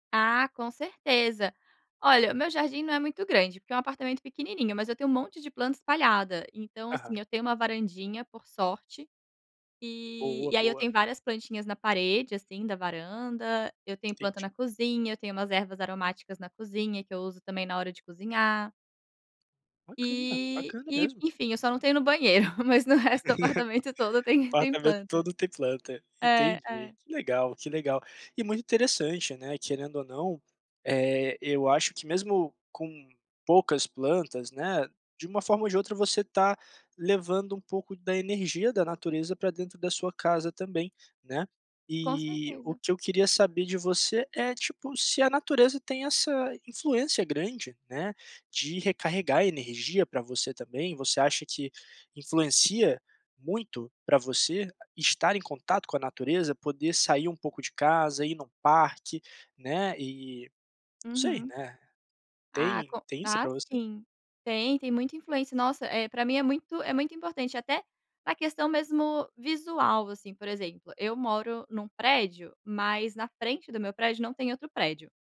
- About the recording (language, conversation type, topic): Portuguese, podcast, Como você usa a natureza para recarregar o corpo e a mente?
- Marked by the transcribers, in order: chuckle